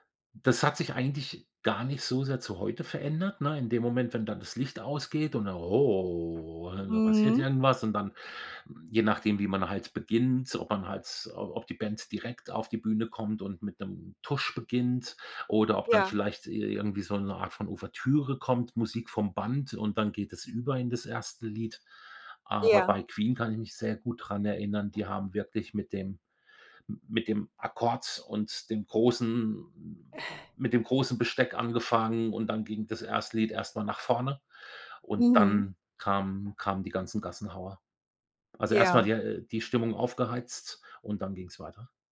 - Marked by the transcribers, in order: other background noise; drawn out: "Oh"; chuckle
- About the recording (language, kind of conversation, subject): German, podcast, Wie beeinflusst Live-Musik langfristig deinen Musikgeschmack?